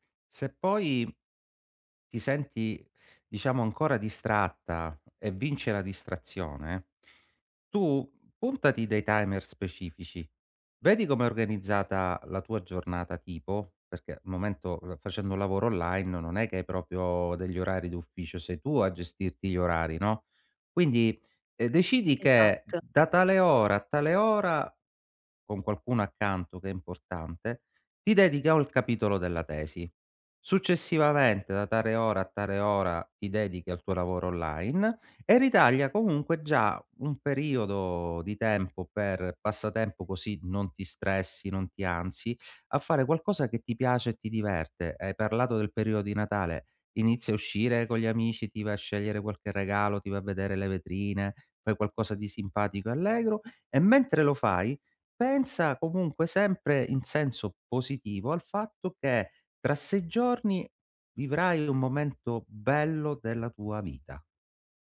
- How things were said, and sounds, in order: none
- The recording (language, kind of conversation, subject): Italian, advice, Come fai a procrastinare quando hai compiti importanti e scadenze da rispettare?